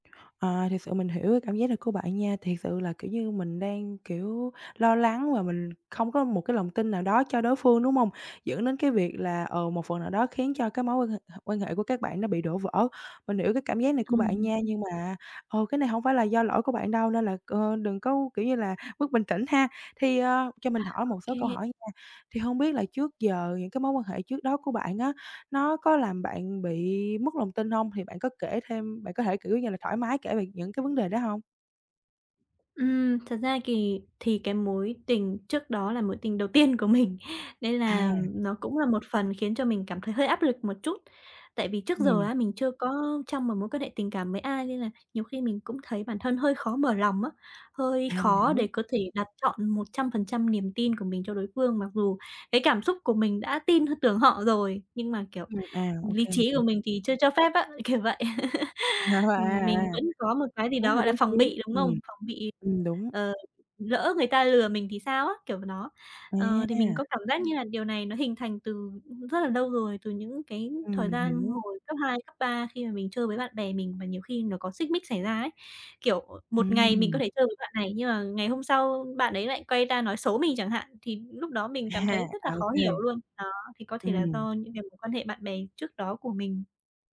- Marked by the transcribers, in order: other background noise; tapping; laugh; unintelligible speech; other noise; laughing while speaking: "À"
- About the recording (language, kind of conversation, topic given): Vietnamese, advice, Làm thế nào để xây dựng niềm tin ban đầu trong một mối quan hệ?